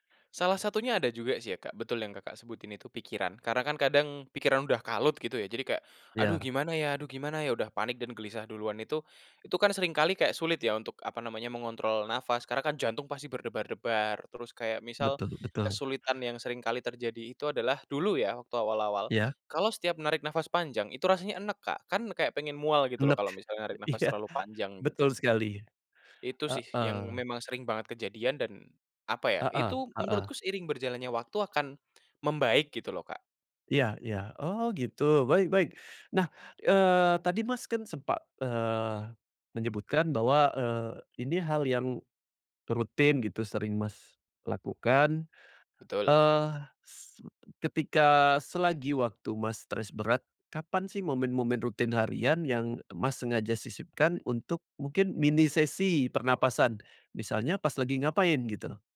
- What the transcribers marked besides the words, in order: tapping; other background noise; laughing while speaking: "iya"
- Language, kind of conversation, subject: Indonesian, podcast, Bagaimana kamu menggunakan napas untuk menenangkan tubuh?